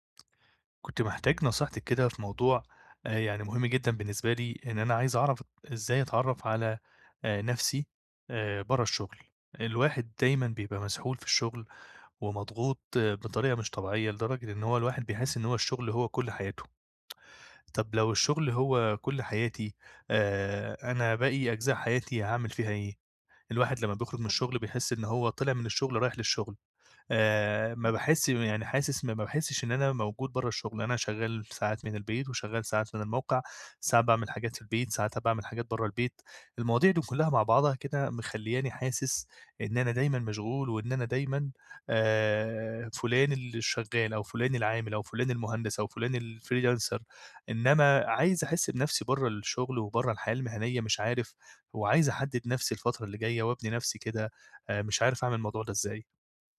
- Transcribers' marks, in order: tsk; other noise; in English: "الfreelancer"; other background noise
- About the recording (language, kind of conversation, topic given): Arabic, advice, إزاي أتعرف على نفسي وأبني هويتي بعيد عن شغلي؟